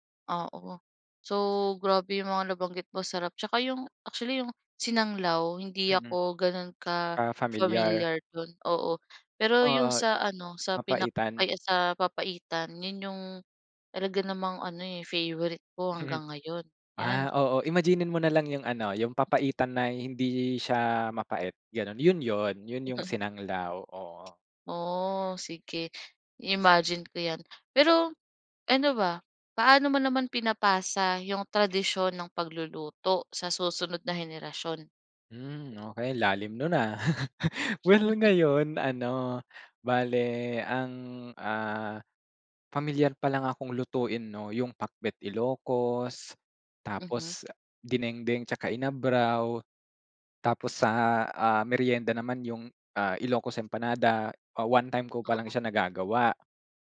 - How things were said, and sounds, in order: chuckle; chuckle; laugh
- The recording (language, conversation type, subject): Filipino, podcast, Paano nakaapekto ang pagkain sa pagkakakilanlan mo?